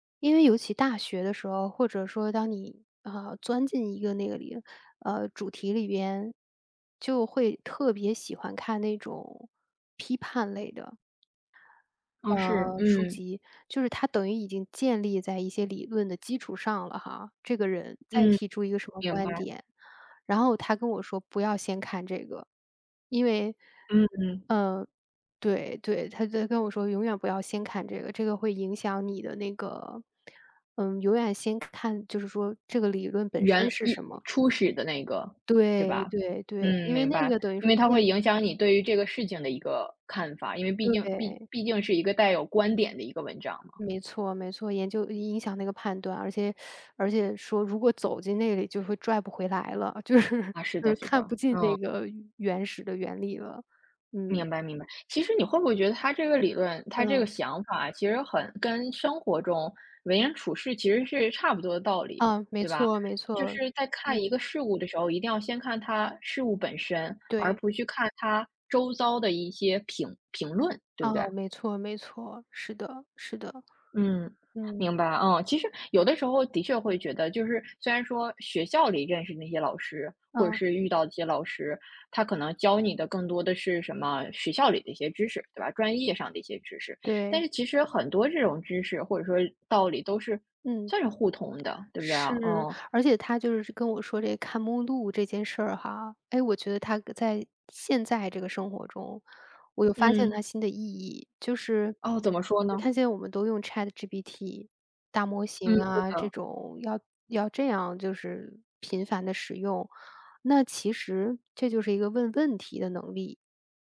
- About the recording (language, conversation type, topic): Chinese, podcast, 能不能说说导师给过你最实用的建议？
- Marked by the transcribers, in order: teeth sucking; laughing while speaking: "就是"